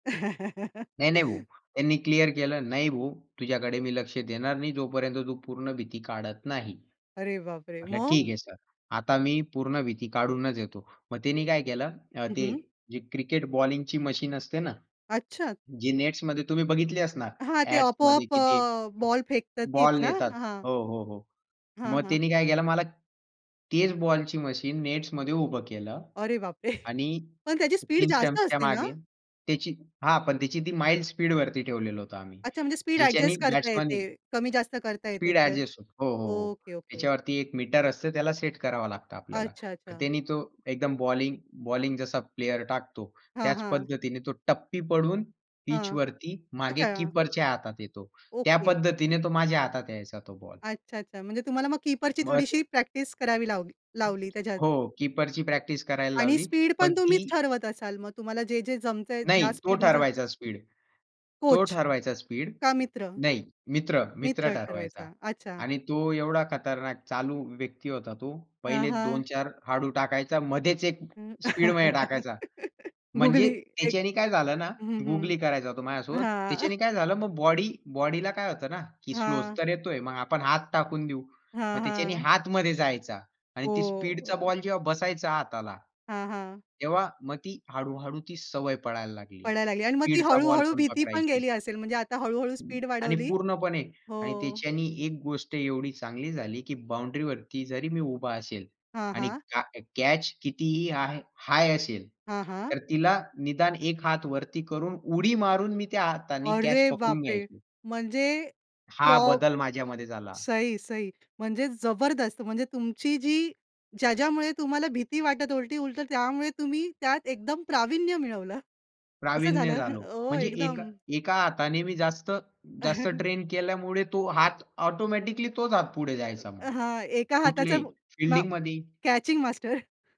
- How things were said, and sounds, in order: laugh; other noise; "तिने" said as "तिनी"; tapping; chuckle; laugh; chuckle; unintelligible speech; other background noise; surprised: "अरे बाप रे!"; chuckle; chuckle; chuckle
- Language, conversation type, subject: Marathi, podcast, भीतीवर मात करायची असेल तर तुम्ही काय करता?